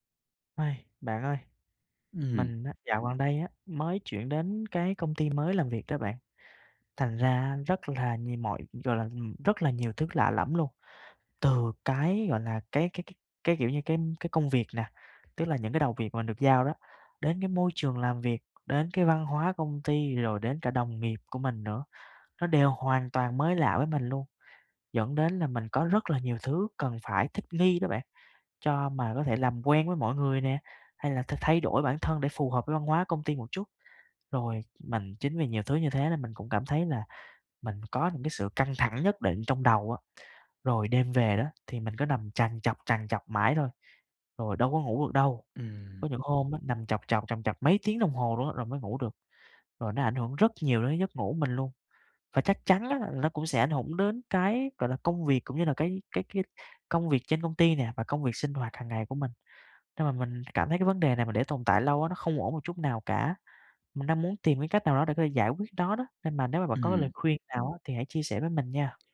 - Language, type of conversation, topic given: Vietnamese, advice, Vì sao tôi khó ngủ và hay trằn trọc suy nghĩ khi bị căng thẳng?
- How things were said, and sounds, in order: sigh; other background noise; tapping